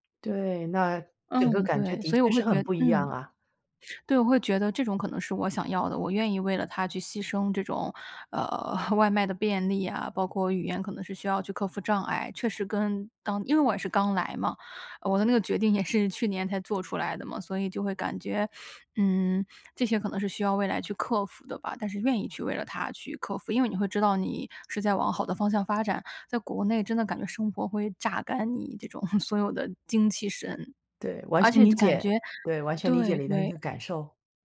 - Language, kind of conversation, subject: Chinese, podcast, 哪一次决定让你的人生轨迹发生了转折？
- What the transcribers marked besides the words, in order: chuckle; other background noise; chuckle